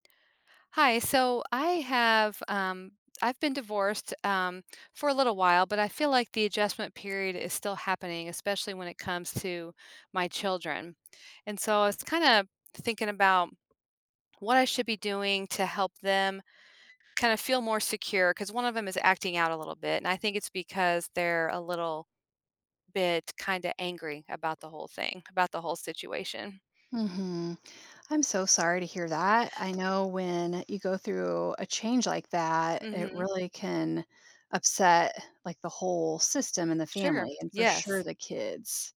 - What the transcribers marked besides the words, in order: other background noise; inhale
- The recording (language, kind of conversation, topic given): English, advice, How can I adjust to single life and take care of my emotional well-being after divorce?